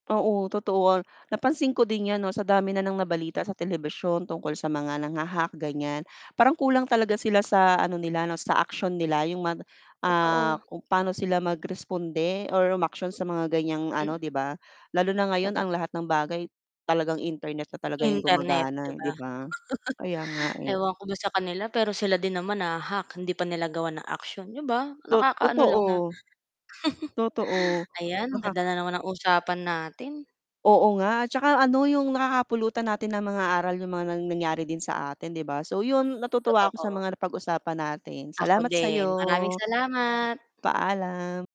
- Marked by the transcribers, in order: mechanical hum; static; chuckle; chuckle; drawn out: "sa'yo"
- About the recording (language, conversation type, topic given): Filipino, unstructured, Ano ang nararamdaman mo tungkol sa pag-hack o pagnanakaw ng datos?